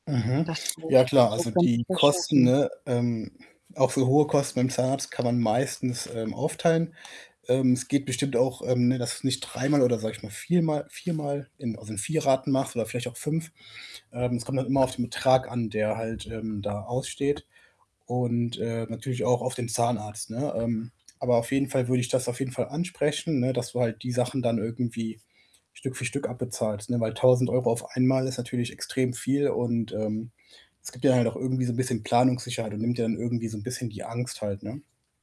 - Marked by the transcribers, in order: static; distorted speech; unintelligible speech; other background noise
- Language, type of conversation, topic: German, advice, Wie kann ich meinen Geldfluss verbessern und finanzielle Engpässe vermeiden?